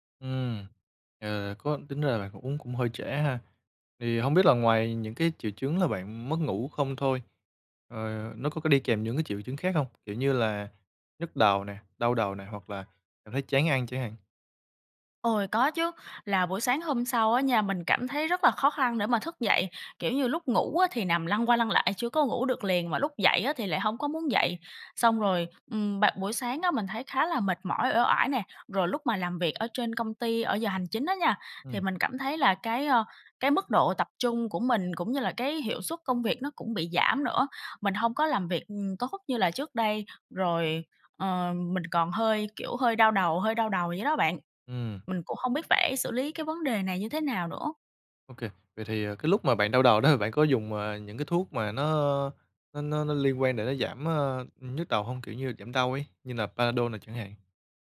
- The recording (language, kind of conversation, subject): Vietnamese, advice, Vì sao tôi vẫn mệt mỏi kéo dài dù ngủ đủ giấc và nghỉ ngơi cuối tuần mà không đỡ hơn?
- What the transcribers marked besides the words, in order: horn; tapping